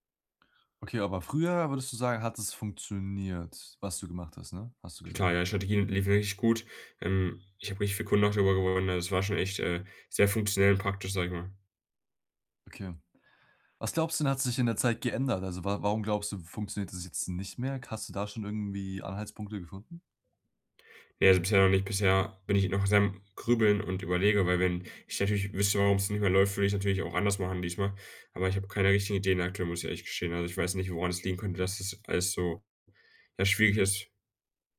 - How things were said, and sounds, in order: tapping
- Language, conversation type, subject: German, advice, Wie kann ich Motivation und Erholung nutzen, um ein Trainingsplateau zu überwinden?